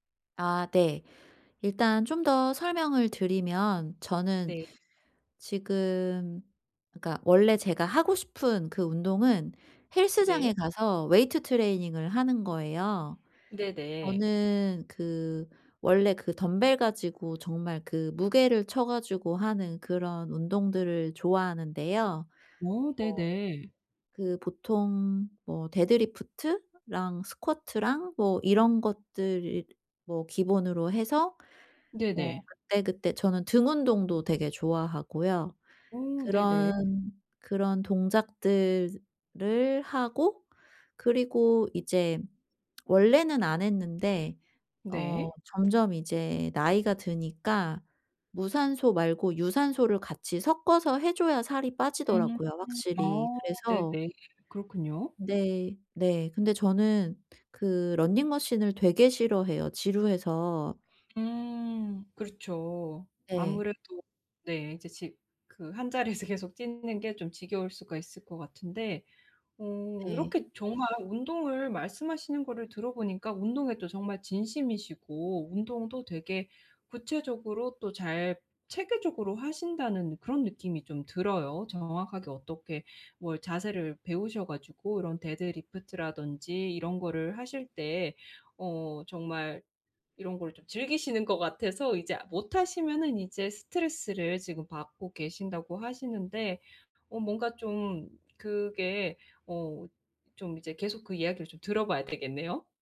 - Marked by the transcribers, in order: in English: "weight training을"; other background noise; laughing while speaking: "한자리에서"
- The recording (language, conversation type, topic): Korean, advice, 운동을 중단한 뒤 다시 동기를 유지하려면 어떻게 해야 하나요?